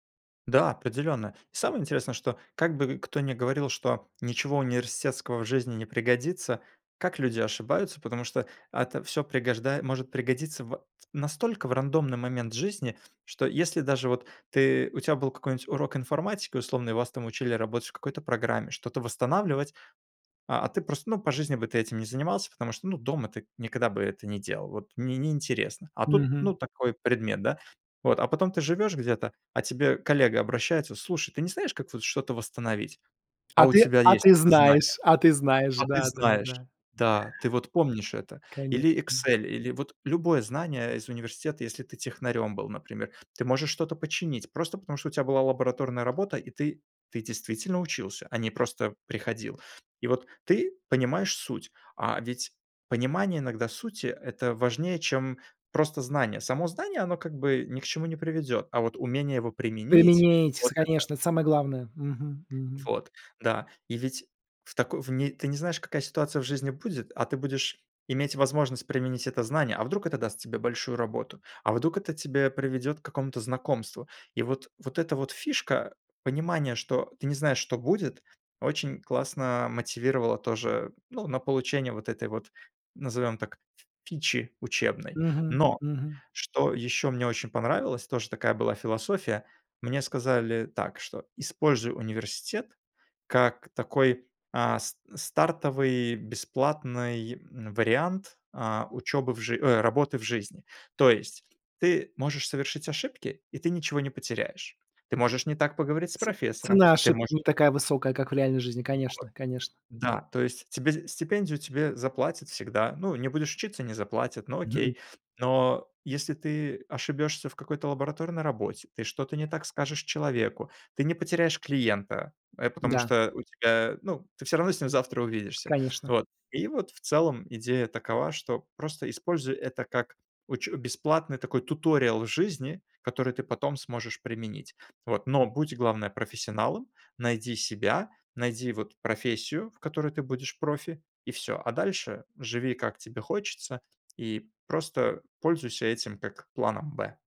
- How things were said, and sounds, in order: tapping; other background noise; chuckle
- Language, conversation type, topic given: Russian, podcast, Как в вашей семье относились к учёбе и образованию?